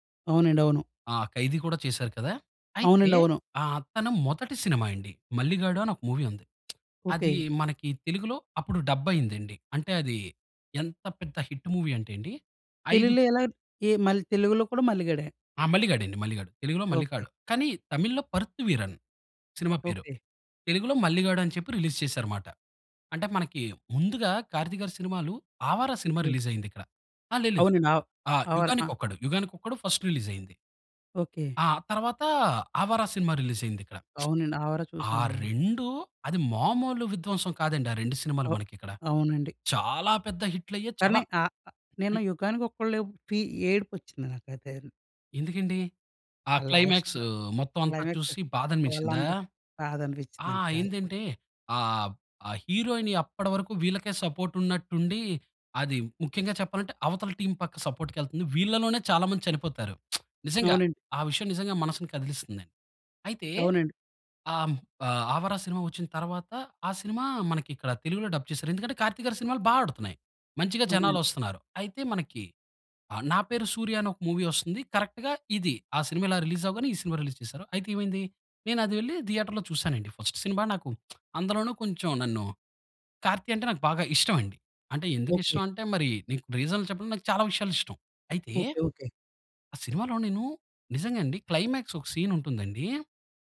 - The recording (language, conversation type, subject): Telugu, podcast, సినిమా హాల్‌కు వెళ్లిన అనుభవం మిమ్మల్ని ఎలా మార్చింది?
- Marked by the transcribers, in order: in English: "మూవీ"; lip smack; in English: "హిట్ మూవీ"; in English: "రిలీజ్"; in English: "ఫస్ట్"; in English: "రిలీజ్"; lip smack; other noise; in English: "లాస్ట్‌లో క్లైమాక్స్"; in English: "హీరోయిన్"; tapping; in English: "సపోర్ట్"; in English: "టీమ్"; in English: "సపోర్ట్‌కి"; lip smack; in English: "డబ్"; in English: "మూవీ"; in English: "కరెక్ట్‌గా"; in English: "రిలీజ్"; in English: "రిలీజ్"; in English: "థియేటర్‌లో"; in English: "ఫస్ట్"; lip smack; in English: "రీజన్"; in English: "సీన్"